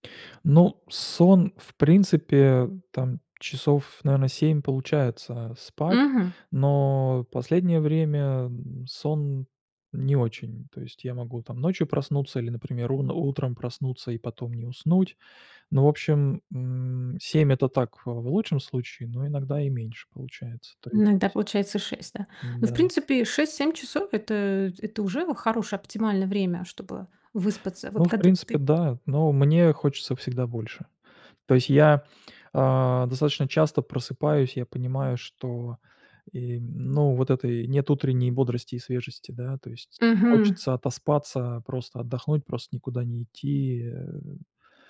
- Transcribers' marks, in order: tapping
- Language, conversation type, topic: Russian, advice, Как справиться со страхом повторного выгорания при увеличении нагрузки?